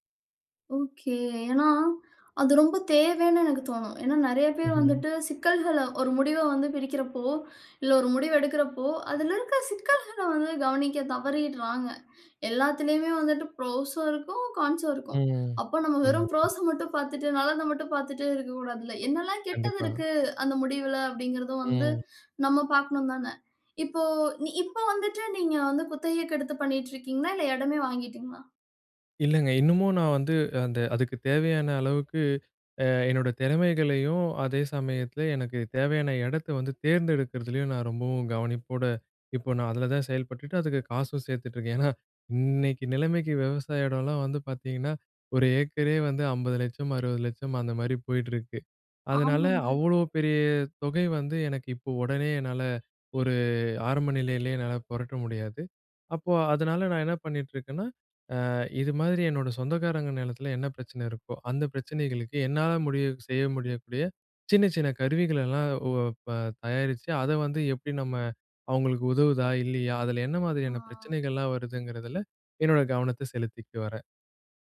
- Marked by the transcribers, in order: inhale; other background noise; inhale; other noise; inhale; in English: "புரோஸ்ஸும்"; in English: "கான்ஸ்ஸும்"; inhale; in English: "ப்ரோஸ"; inhale; chuckle; drawn out: "இன்னைக்கு"; horn
- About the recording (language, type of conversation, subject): Tamil, podcast, முடிவுகளைச் சிறு பகுதிகளாகப் பிரிப்பது எப்படி உதவும்?